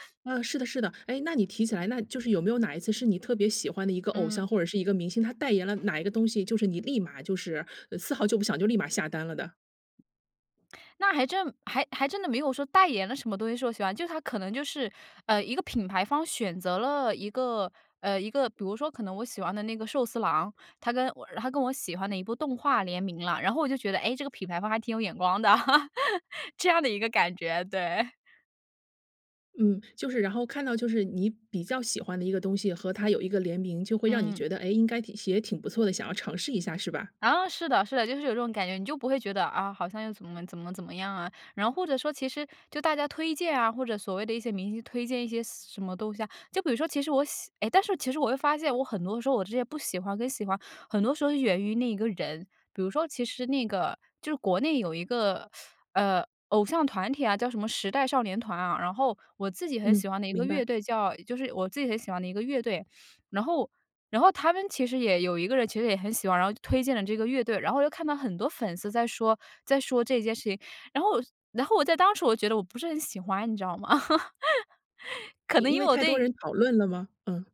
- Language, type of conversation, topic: Chinese, podcast, 你怎么看待“爆款”文化的兴起？
- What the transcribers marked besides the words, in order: other background noise; laugh; teeth sucking; laugh